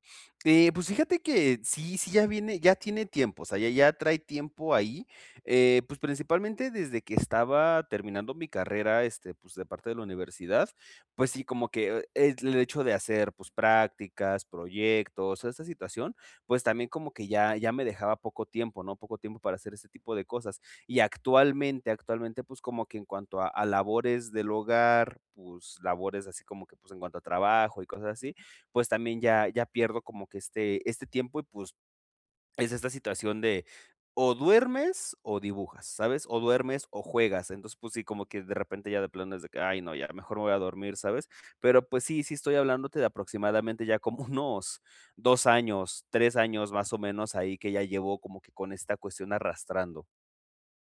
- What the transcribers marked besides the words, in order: other background noise; laughing while speaking: "unos"
- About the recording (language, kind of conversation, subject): Spanish, advice, ¿Cómo puedo volver a conectar con lo que me apasiona si me siento desconectado?